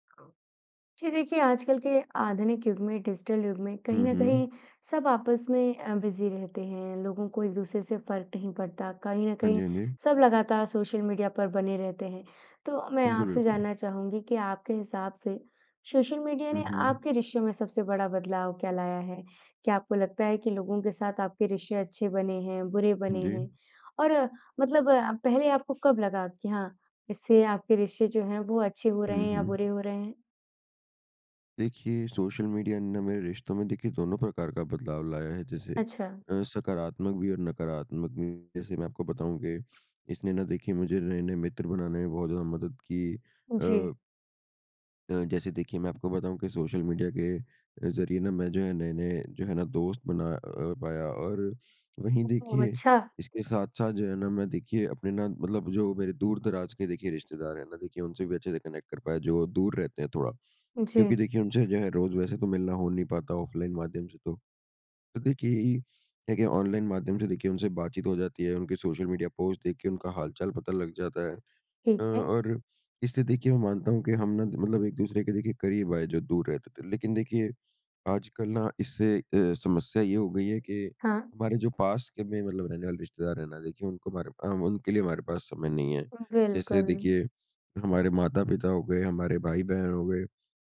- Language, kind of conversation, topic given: Hindi, podcast, सोशल मीडिया ने आपके रिश्तों को कैसे प्रभावित किया है?
- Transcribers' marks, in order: other background noise; in English: "डिजिटल"; in English: "बिज़ी"; in English: "कनेक्ट"